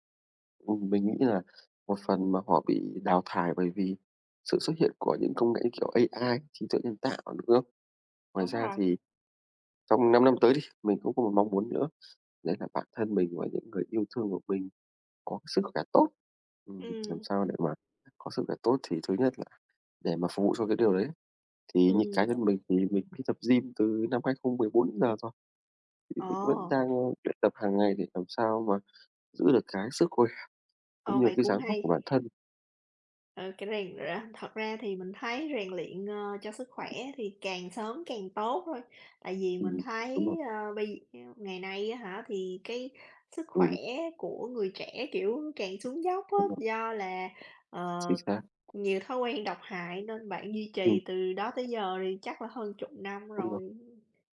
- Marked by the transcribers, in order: tapping; other background noise; unintelligible speech
- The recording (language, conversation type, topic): Vietnamese, unstructured, Bạn mong muốn đạt được điều gì trong 5 năm tới?